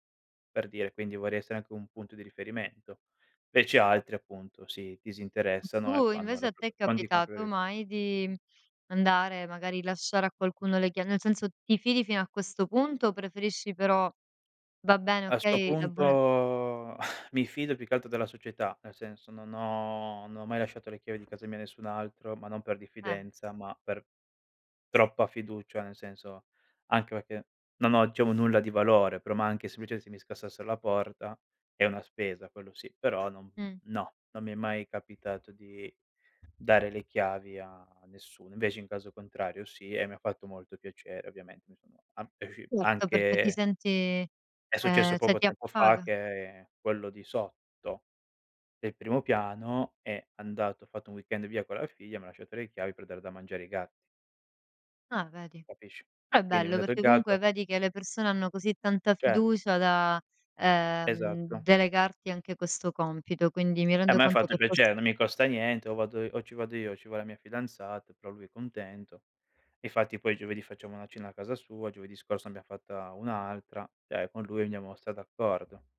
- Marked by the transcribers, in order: "Invece" said as "vece"; other background noise; drawn out: "punto"; exhale; tapping; "perché" said as "pecché"; unintelligible speech; "cioè" said as "ceh"; in English: "weekend"; "mangiato" said as "magiato"; "Cioè" said as "ceh"; "cioè" said as "ceh"; "andiamo" said as "agnamo"
- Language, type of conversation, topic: Italian, podcast, Come si crea fiducia tra vicini, secondo te?